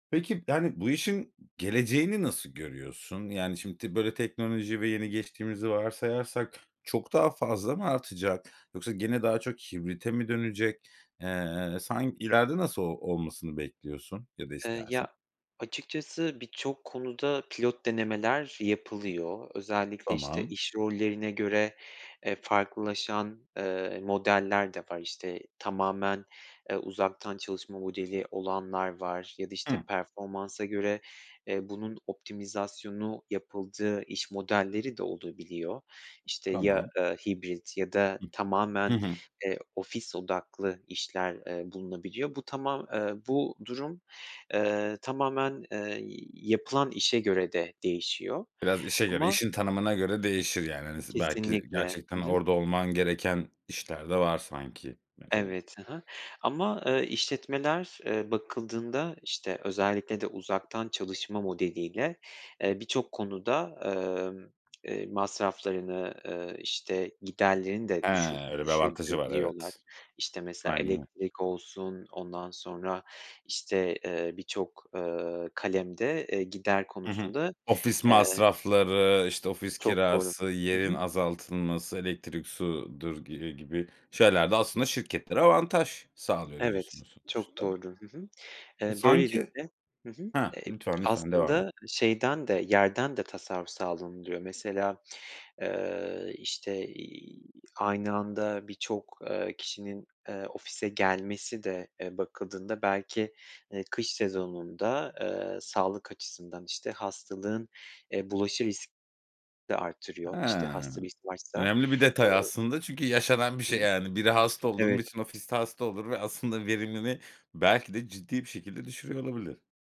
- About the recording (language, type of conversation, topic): Turkish, podcast, Sence işe geri dönmek mi, uzaktan çalışmak mı daha sağlıklı?
- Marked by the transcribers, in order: other background noise